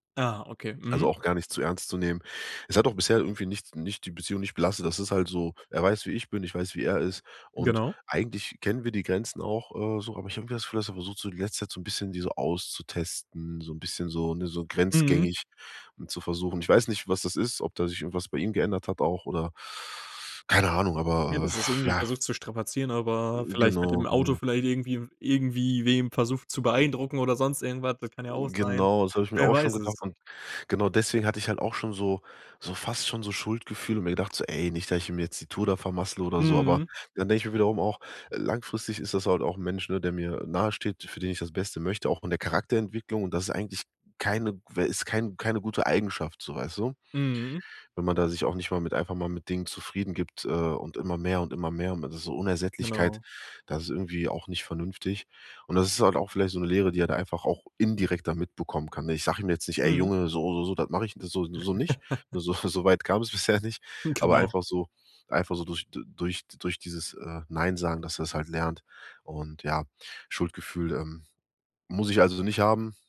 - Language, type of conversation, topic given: German, advice, Wie kann ich bei Freunden Grenzen setzen, ohne mich schuldig zu fühlen?
- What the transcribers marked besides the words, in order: inhale; sigh; laugh; laughing while speaking: "so so weit kam es bisher nicht"